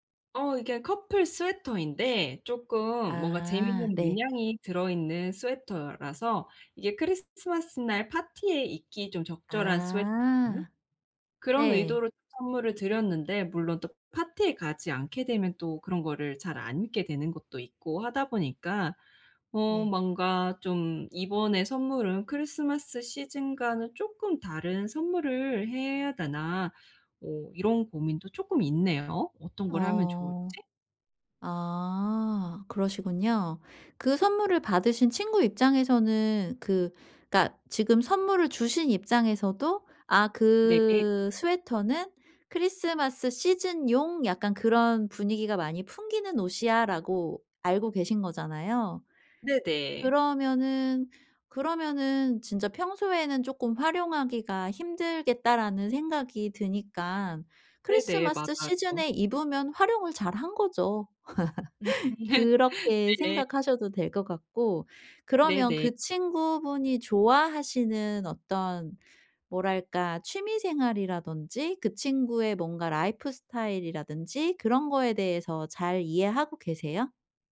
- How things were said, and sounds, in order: other background noise; laugh; in English: "라이프스타일이라든지"
- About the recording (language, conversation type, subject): Korean, advice, 선물을 고르고 예쁘게 포장하려면 어떻게 하면 좋을까요?